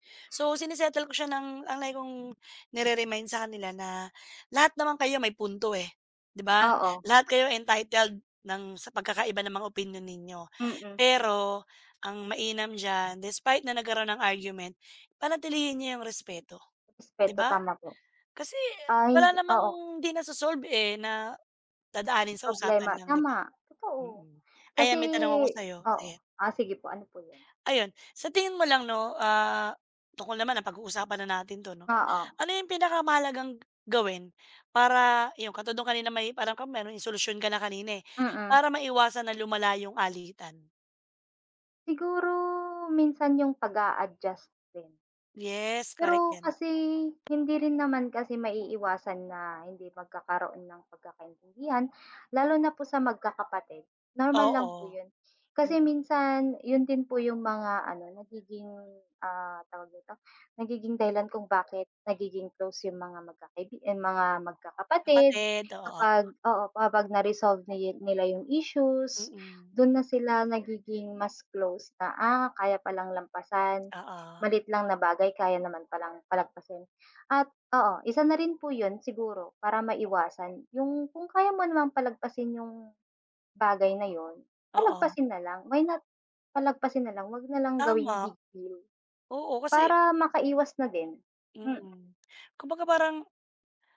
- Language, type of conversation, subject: Filipino, unstructured, Paano mo haharapin ang hindi pagkakaunawaan sa pamilya?
- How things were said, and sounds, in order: tapping